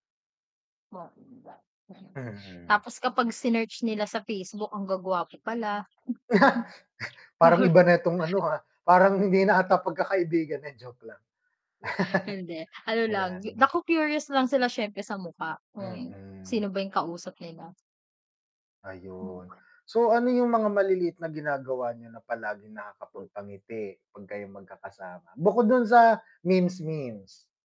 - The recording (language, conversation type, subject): Filipino, unstructured, Ano ang mga simpleng bagay na nagpapasaya sa inyo bilang magkakaibigan?
- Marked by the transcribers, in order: unintelligible speech; bird; laugh; laughing while speaking: "Parang iba na itong ano … eh, joke lang"; chuckle; static; laughing while speaking: "Hindi, ano lang"; laugh; tapping